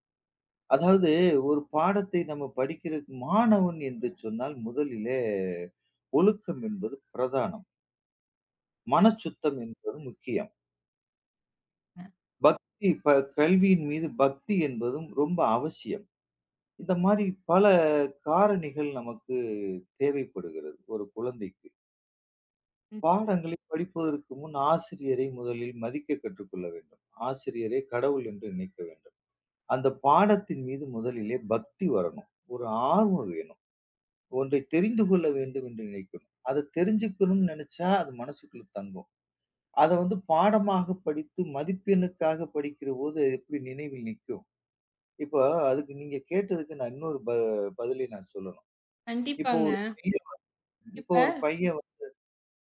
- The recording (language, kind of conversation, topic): Tamil, podcast, பாடங்களை நன்றாக நினைவில் வைப்பது எப்படி?
- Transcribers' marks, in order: drawn out: "முதலிலே"; background speech; other noise